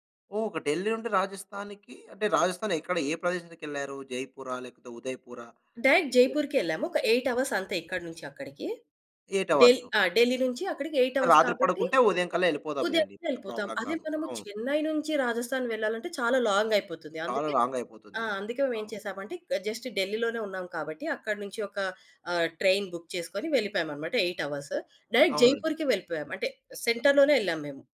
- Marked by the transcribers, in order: in English: "డైరెక్ట్"; in English: "ఎయిట్ అవర్స్"; in English: "ఎయిట్ అవర్స్"; in English: "ఎయిట్ అవర్స్"; in English: "ప్రాబ్లమ్"; in English: "జస్ట్"; in English: "ట్రైన్ బుక్"; in English: "ఎయిట్ అవర్స్. డైరెక్ట్"; in English: "సెంటర్‌లోనే"
- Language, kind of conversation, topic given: Telugu, podcast, మీకు ఇప్పటికీ గుర్తుండిపోయిన ఒక ప్రయాణం గురించి చెప్పగలరా?